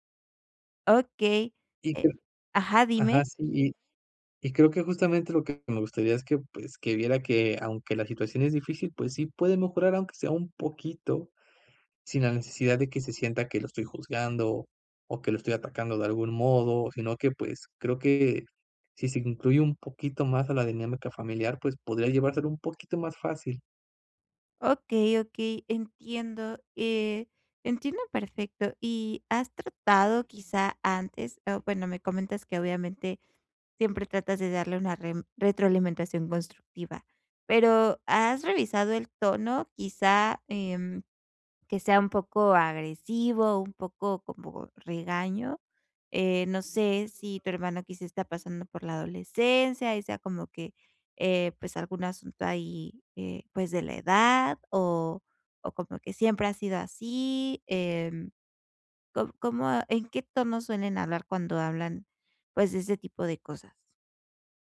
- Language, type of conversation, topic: Spanish, advice, ¿Cómo puedo dar retroalimentación constructiva sin generar conflicto?
- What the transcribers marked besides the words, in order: unintelligible speech; background speech; tapping